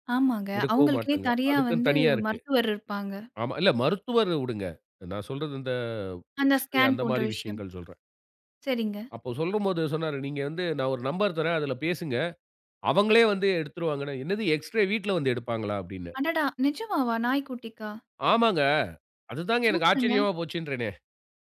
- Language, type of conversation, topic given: Tamil, podcast, அடிப்படை மருத்துவப் பரிசோதனை சாதனங்கள் வீட்டிலேயே இருந்தால் என்னென்ன பயன்கள் கிடைக்கும்?
- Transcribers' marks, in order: "தனியா" said as "தரியா"; in English: "எக்ஸ்ரே"; in English: "ஸ்கேன்"; in English: "எக்ஸ்ரே"; surprised: "அடடா! நிஜமாவா? நாய்க்குட்டிக்கா?"; surprised: "ஆமாங்க"